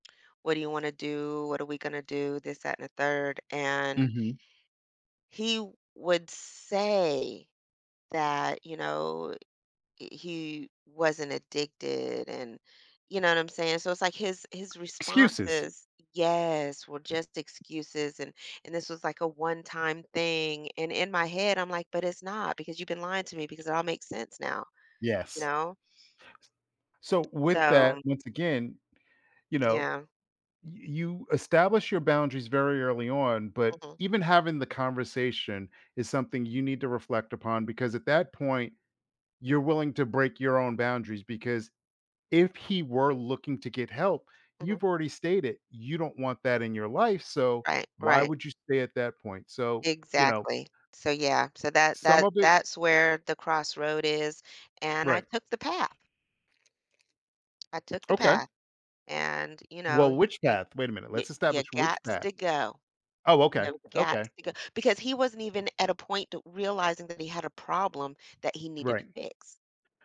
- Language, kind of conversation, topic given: English, advice, How should I decide whether to forgive my partner?
- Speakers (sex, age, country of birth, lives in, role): female, 50-54, United States, United States, user; male, 55-59, United States, United States, advisor
- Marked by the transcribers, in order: other background noise; tapping